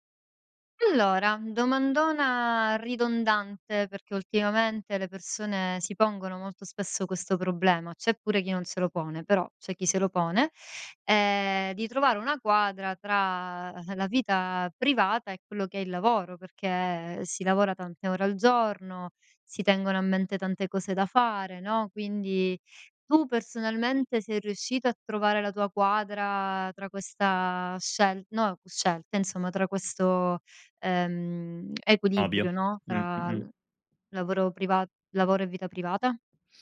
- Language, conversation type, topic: Italian, podcast, Cosa fai per mantenere l'equilibrio tra lavoro e vita privata?
- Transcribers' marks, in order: none